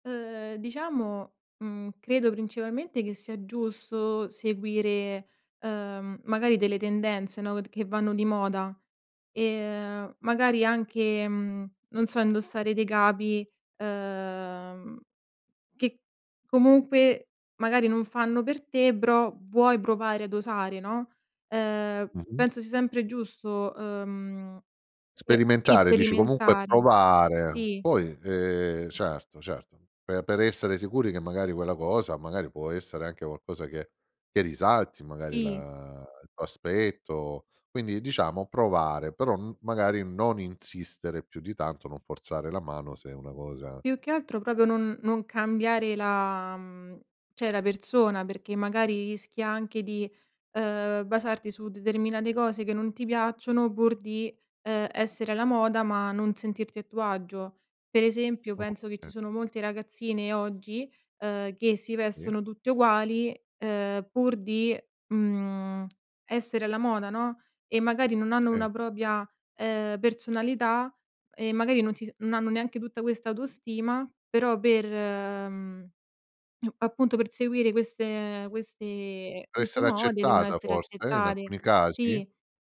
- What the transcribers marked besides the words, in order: "però" said as "bro"; "provare" said as "brovare"; "cioè" said as "ceh"; "propria" said as "propia"
- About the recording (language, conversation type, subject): Italian, podcast, Raccontami un cambiamento di look che ha migliorato la tua autostima?
- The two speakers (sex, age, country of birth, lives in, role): female, 25-29, Italy, Italy, guest; male, 50-54, Germany, Italy, host